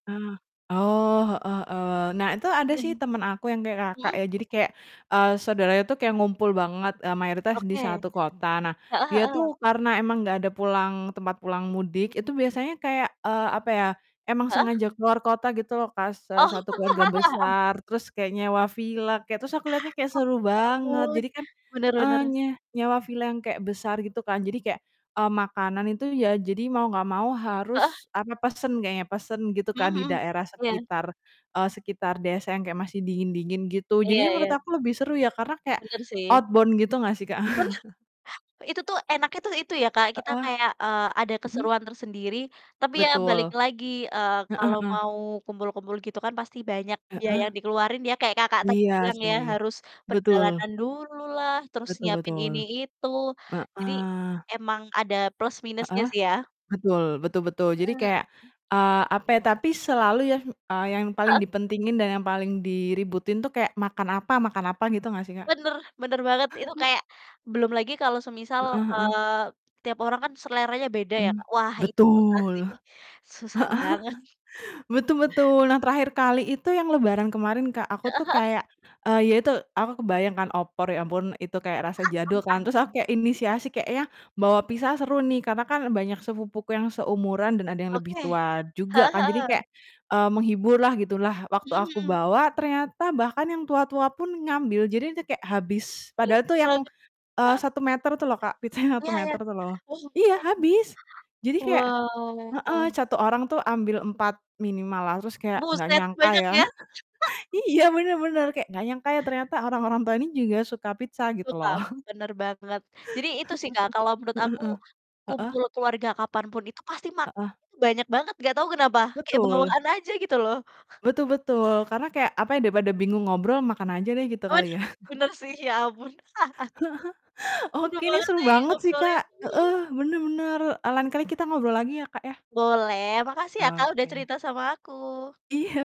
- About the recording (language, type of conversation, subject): Indonesian, unstructured, Makanan khas apa yang selalu ada saat perayaan keluarga?
- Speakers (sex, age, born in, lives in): female, 20-24, Indonesia, Indonesia; female, 25-29, Indonesia, Indonesia
- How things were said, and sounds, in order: chuckle; laugh; distorted speech; in English: "outbound"; laughing while speaking: "Bener"; laugh; other background noise; chuckle; laughing while speaking: "heeh"; laugh; "pizza" said as "pisa"; tapping; laughing while speaking: "pizzanya"; laugh; unintelligible speech; laugh; chuckle; laugh; chuckle; chuckle; laugh; laughing while speaking: "Iya"